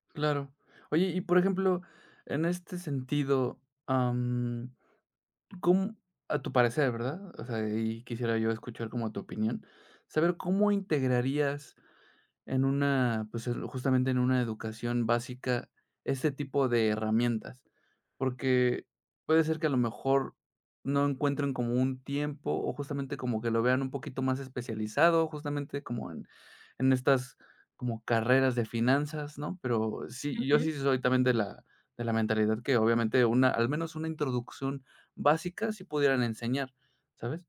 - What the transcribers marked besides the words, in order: none
- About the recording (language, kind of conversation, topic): Spanish, podcast, ¿Qué habilidades prácticas te hubiera gustado aprender en la escuela?